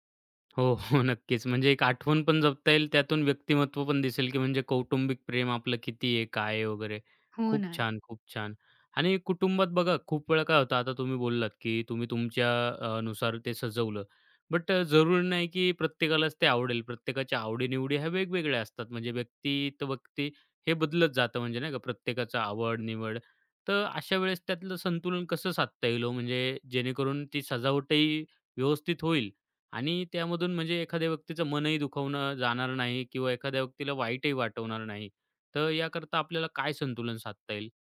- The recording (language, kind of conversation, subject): Marathi, podcast, घर सजावटीत साधेपणा आणि व्यक्तिमत्त्व यांचे संतुलन कसे साधावे?
- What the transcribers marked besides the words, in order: laughing while speaking: "हो"; "वाटणार" said as "वाटवणार"